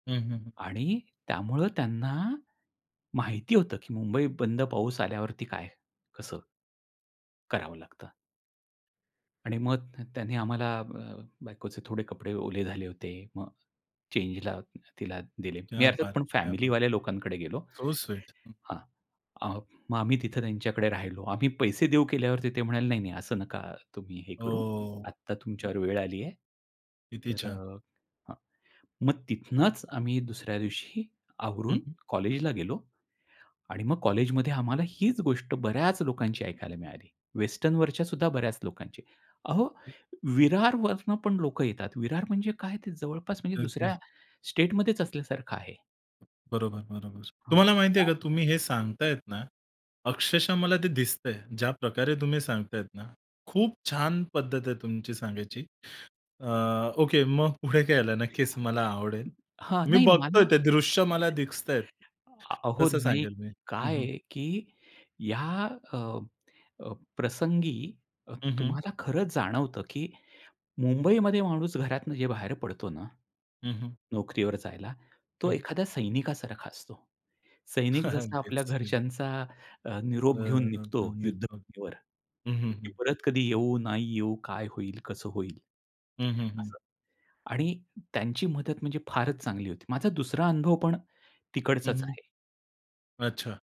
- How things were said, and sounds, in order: tapping; other background noise; in Hindi: "क्या बात है! क्या बात है!"; other noise; laughing while speaking: "पुढे"; chuckle; unintelligible speech
- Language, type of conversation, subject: Marathi, podcast, सहप्रवासी किंवा कुटुंबीयांनी तुमचं संकट कसं सोडवलं?